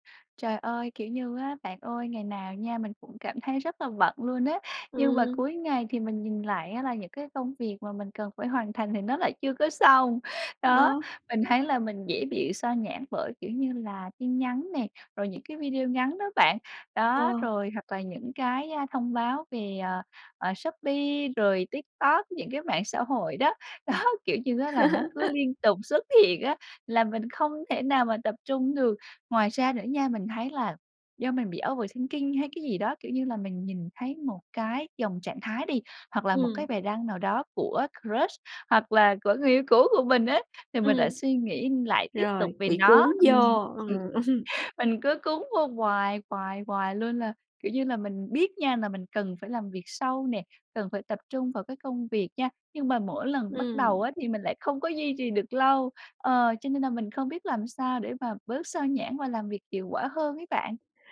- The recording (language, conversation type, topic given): Vietnamese, advice, Làm sao để giảm bớt sự phân tâm trong một phiên làm việc?
- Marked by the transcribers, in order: tapping; laughing while speaking: "Đó"; laugh; laughing while speaking: "hiện"; in English: "overthinking"; in English: "crush"; laughing while speaking: "cũ"; other background noise; laughing while speaking: "ừm"